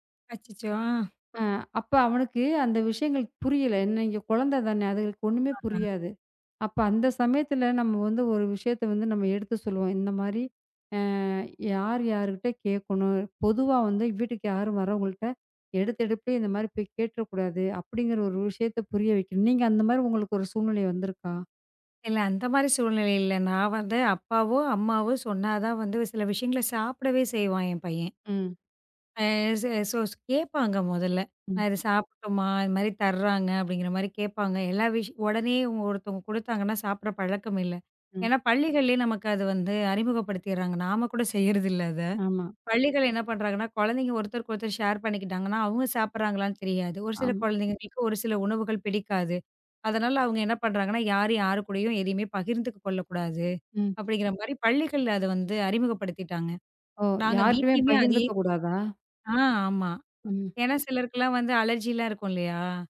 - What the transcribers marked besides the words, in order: other noise; tapping; in English: "சோ"; other background noise; in English: "ஷேர்"; in English: "அலர்ஜி"
- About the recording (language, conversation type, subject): Tamil, podcast, பிள்ளைகளிடம் எல்லைகளை எளிதாகக் கற்பிப்பதற்கான வழிகள் என்னென்ன என்று நீங்கள் நினைக்கிறீர்கள்?